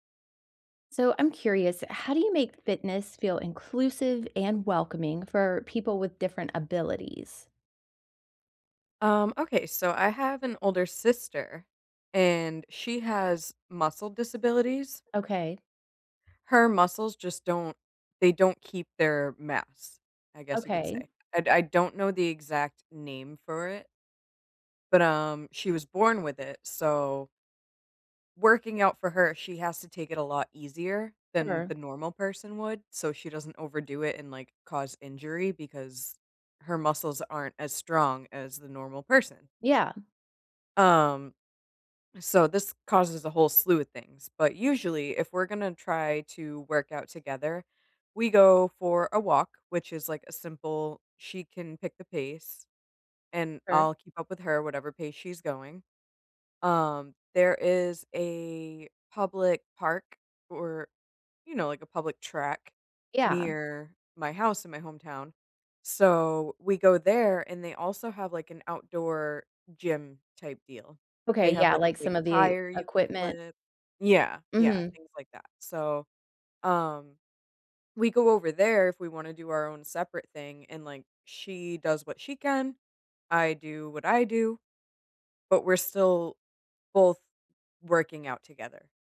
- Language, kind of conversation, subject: English, unstructured, How can I make my gym welcoming to people with different abilities?
- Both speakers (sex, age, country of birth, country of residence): female, 30-34, United States, United States; female, 45-49, United States, United States
- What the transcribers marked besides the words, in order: other background noise; tapping